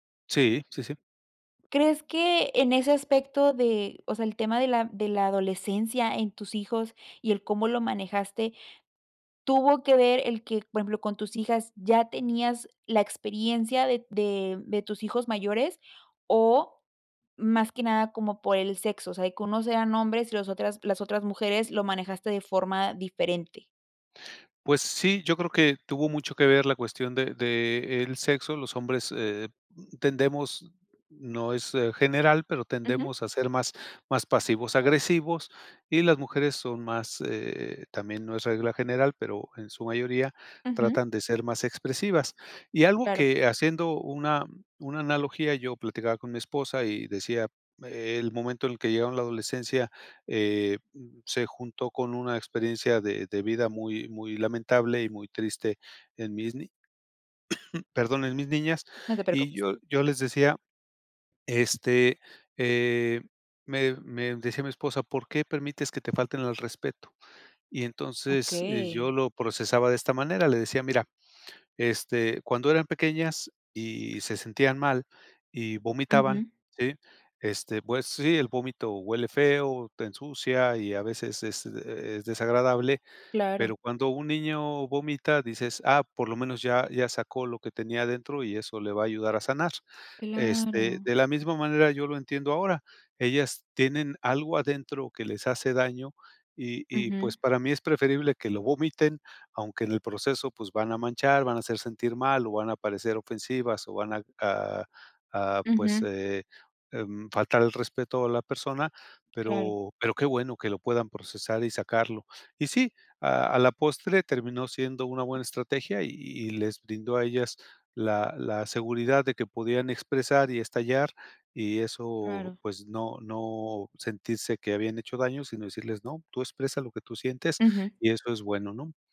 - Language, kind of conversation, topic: Spanish, podcast, ¿Cómo manejas conversaciones difíciles?
- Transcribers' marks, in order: sneeze; other background noise